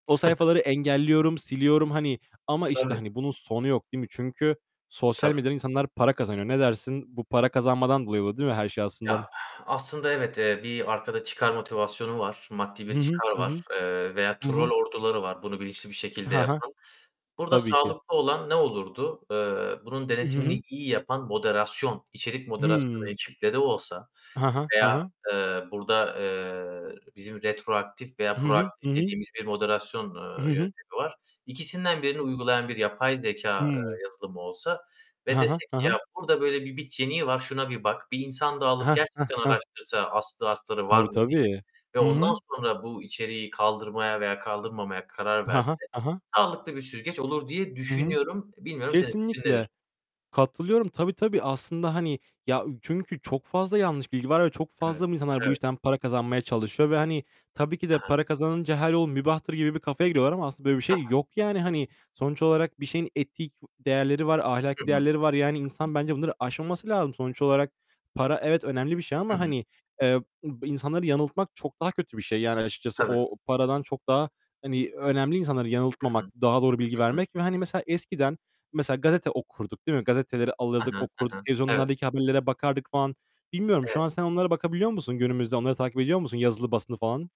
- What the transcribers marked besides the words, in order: giggle; other background noise; distorted speech; tapping; exhale; in French: "retroaktif"; in English: "proaktif"; static
- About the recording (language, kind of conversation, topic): Turkish, unstructured, Sosyal medyada yayılan yanlış bilgiler hakkında ne düşünüyorsunuz?